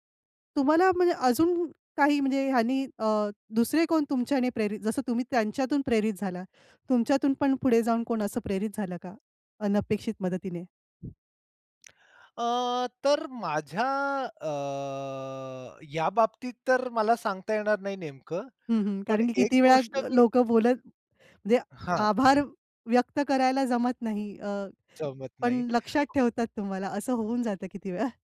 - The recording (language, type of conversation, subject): Marathi, podcast, अनपेक्षित मदतीमुळे तुमच्या आयुष्यात काय बदल झाला?
- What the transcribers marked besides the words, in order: other background noise; tapping; drawn out: "अ"; other noise; laughing while speaking: "वेळा"